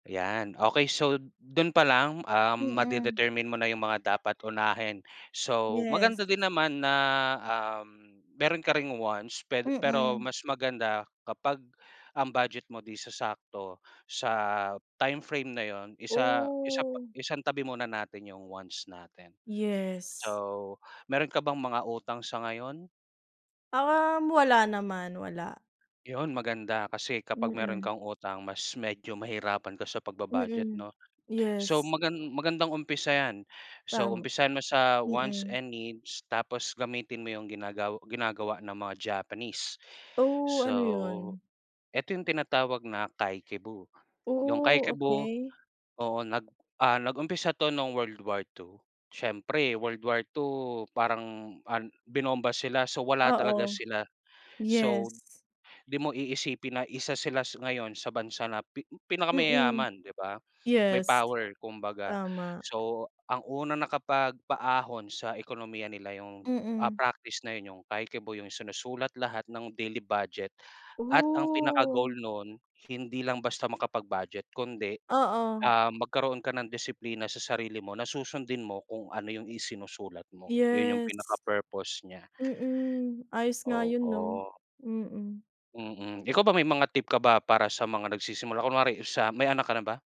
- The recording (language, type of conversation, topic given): Filipino, unstructured, Paano mo pinaplano ang badyet mo buwan-buwan?
- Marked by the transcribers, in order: drawn out: "Oh"; in Japanese: "kakeibo"; in Japanese: "kakeibo"; in Japanese: "kakeibo"; drawn out: "Oh"